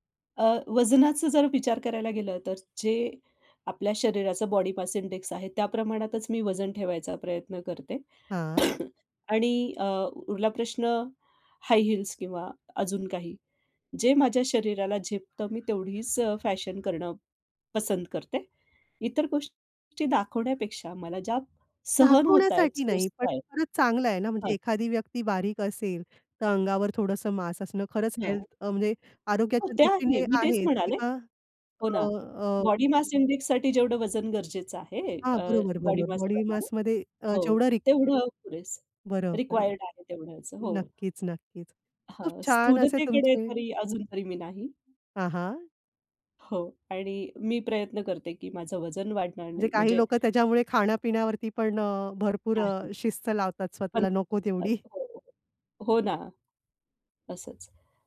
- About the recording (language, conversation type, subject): Marathi, podcast, तुला भविष्यात तुझा लूक कसा असेल असं वाटतं?
- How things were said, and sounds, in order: in English: "बॉडी मास इंडेक्स"; cough; tapping; in English: "हाय हिल्स"; other background noise; in English: "बॉडी मास इंडेक्ससाठी"; in English: "बॉडीमासप्रमाणे"; in English: "बॉडी मासमध्ये"; other noise; laughing while speaking: "तेवढी"; unintelligible speech